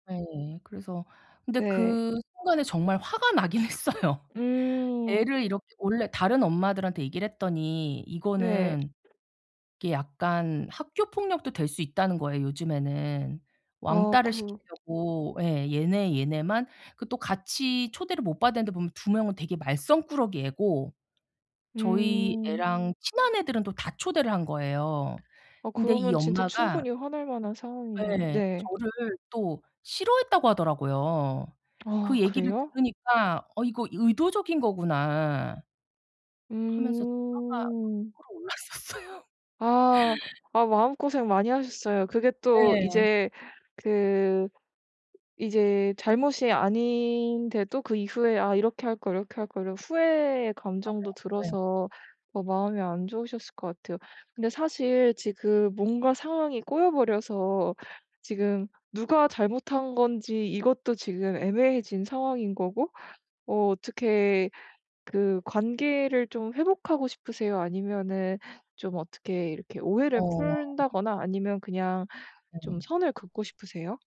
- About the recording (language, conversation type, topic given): Korean, advice, 감정적으로 말해버린 걸 후회하는데 어떻게 사과하면 좋을까요?
- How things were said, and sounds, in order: tapping; laughing while speaking: "나긴 했어요"; other background noise; laughing while speaking: "거꾸로 올랐었어요"